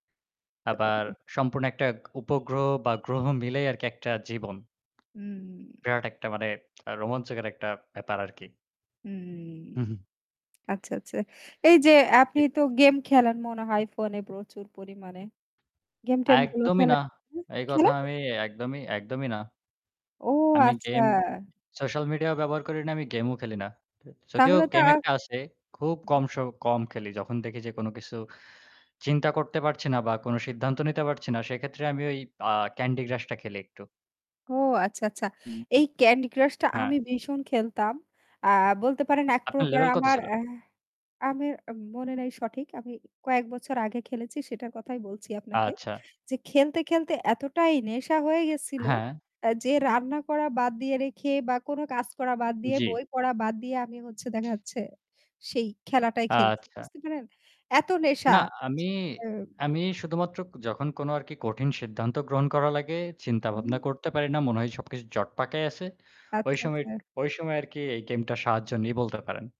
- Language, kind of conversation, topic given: Bengali, unstructured, আপনি কীভাবে পড়াশোনাকে আরও মজাদার করে তুলতে পারেন?
- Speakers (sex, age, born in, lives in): female, 35-39, Bangladesh, Bangladesh; male, 25-29, Bangladesh, Bangladesh
- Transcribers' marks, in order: other background noise; lip smack; static; horn; in English: "সোশ্যাল মিডিয়াও"; in English: "ক্যান্ডি ক্রাশ"; in English: "ক্যান্ডি ক্রাশ"; in English: "লেভেল"; unintelligible speech